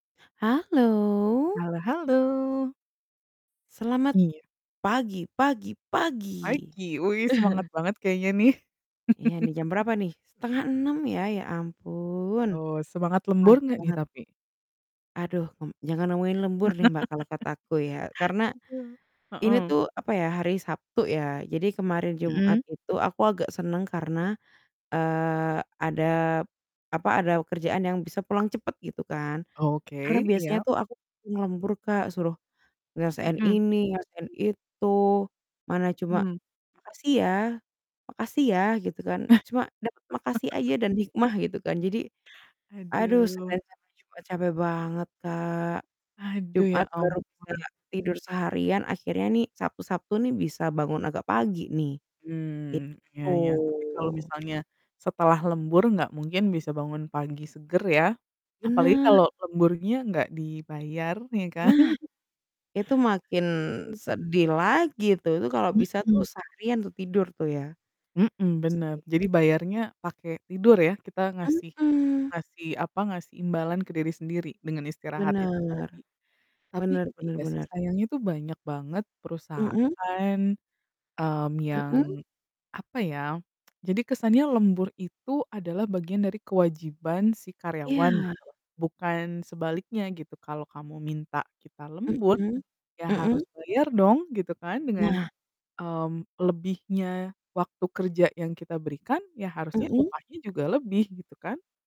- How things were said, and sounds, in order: chuckle; laugh; distorted speech; laugh; laugh; chuckle; tsk
- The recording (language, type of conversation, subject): Indonesian, unstructured, Apa pendapatmu tentang kebiasaan lembur tanpa tambahan upah?